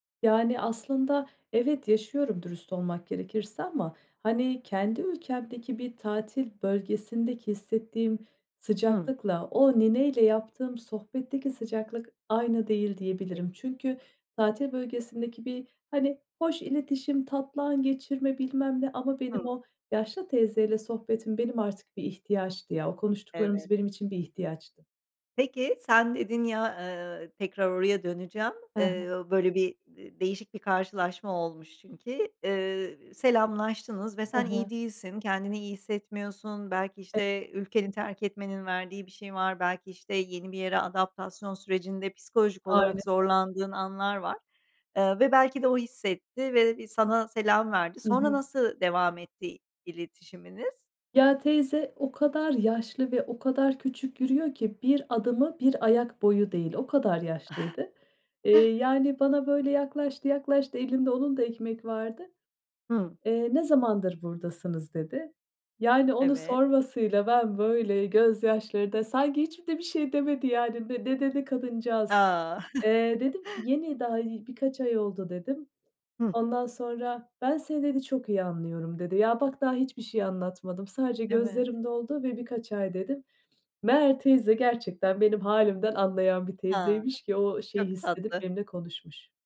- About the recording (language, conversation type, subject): Turkish, podcast, Yerel halkla yaşadığın sıcak bir anıyı paylaşır mısın?
- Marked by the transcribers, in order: unintelligible speech; giggle; chuckle; sniff